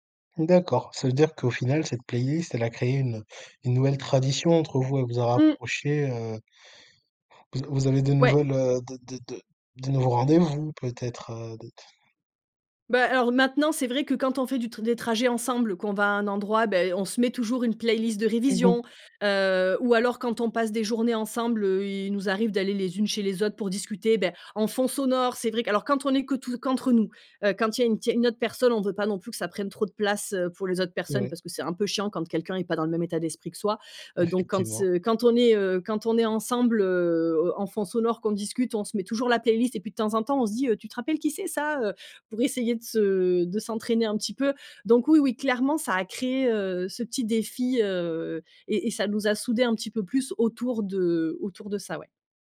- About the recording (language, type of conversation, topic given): French, podcast, Raconte un moment où une playlist a tout changé pour un groupe d’amis ?
- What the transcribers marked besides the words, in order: none